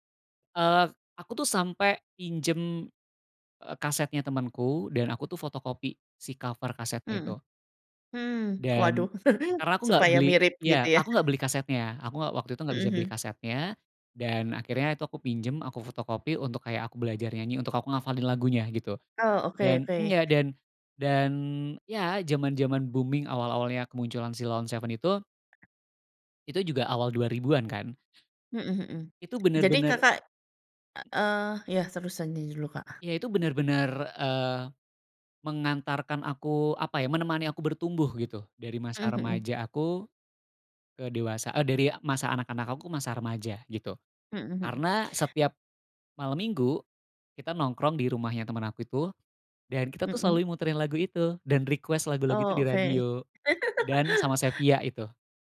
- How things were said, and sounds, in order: other background noise; in English: "booming"; tapping; in English: "request"; laugh
- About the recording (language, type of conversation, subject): Indonesian, podcast, Lagu apa yang selalu membuat kamu merasa nostalgia, dan mengapa?